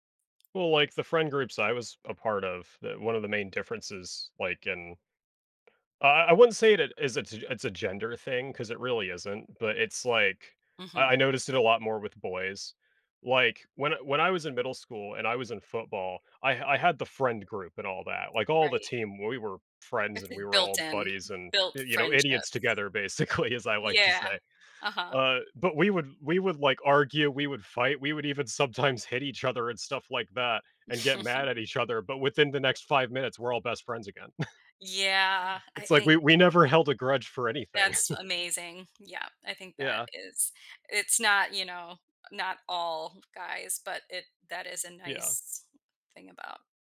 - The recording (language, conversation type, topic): English, unstructured, What lost friendship do you sometimes think about?
- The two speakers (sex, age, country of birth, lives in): female, 50-54, United States, United States; male, 20-24, United States, United States
- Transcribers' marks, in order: laughing while speaking: "basically"; chuckle; chuckle; chuckle